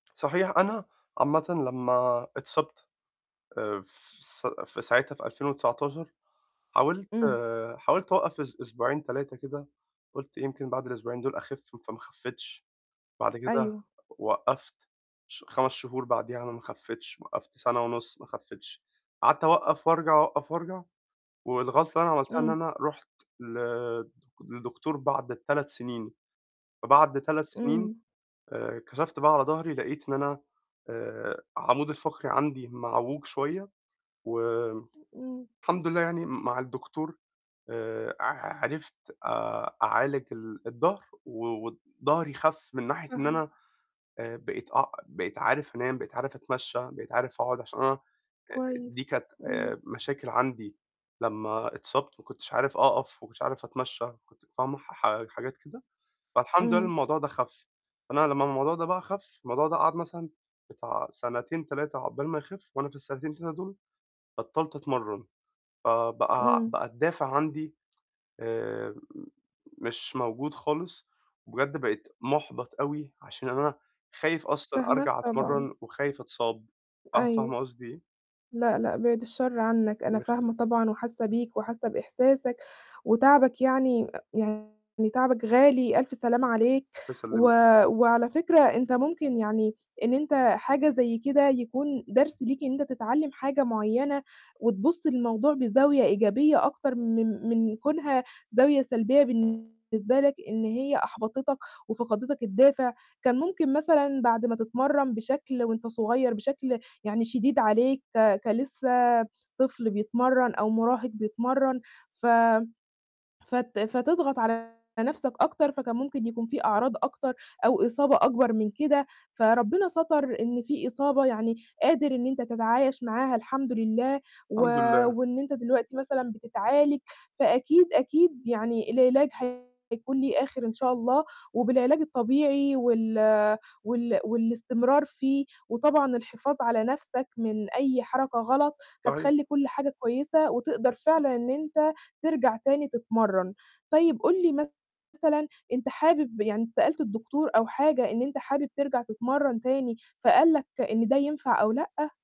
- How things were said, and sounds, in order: tapping; other noise; distorted speech
- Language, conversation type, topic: Arabic, advice, إزاي أتعامل مع الإحباط وفقدان الدافع في برنامج تدريبي؟